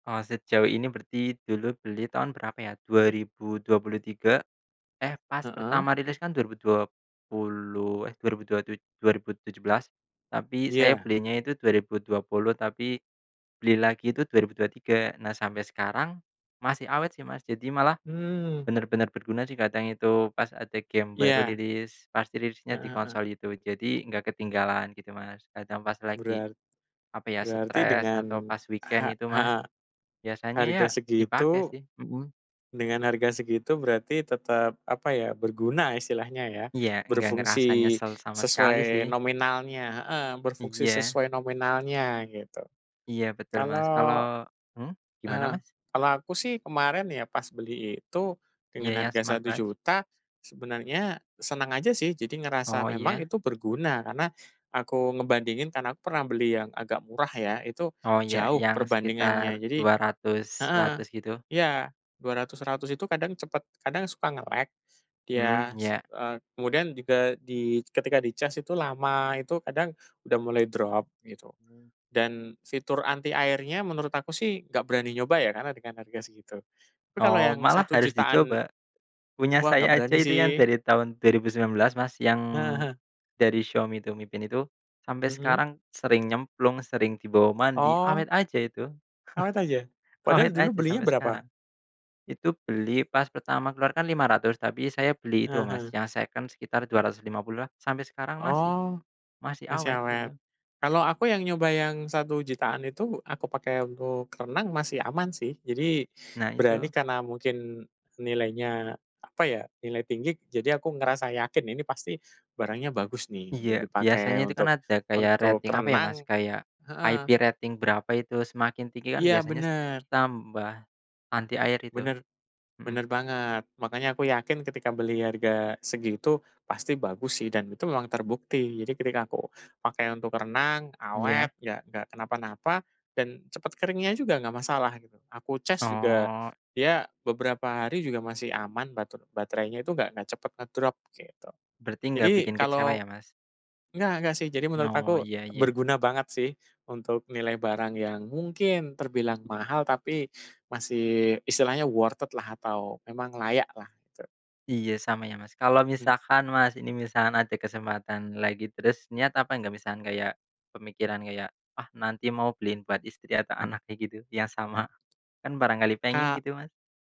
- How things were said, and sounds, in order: in English: "weekend"; in English: "smartwatch"; in English: "nge-lag"; chuckle; other background noise; in English: "rating"; in English: "IP rating"; tapping; in English: "worth it"
- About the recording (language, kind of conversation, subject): Indonesian, unstructured, Apa hal paling mengejutkan yang pernah kamu beli?